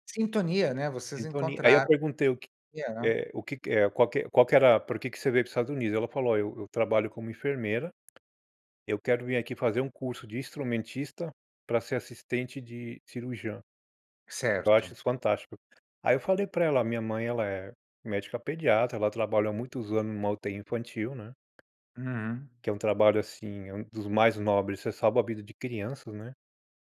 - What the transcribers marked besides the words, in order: unintelligible speech; tapping
- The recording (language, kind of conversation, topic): Portuguese, podcast, Como seus pais conciliavam o trabalho com o tempo que passavam com você?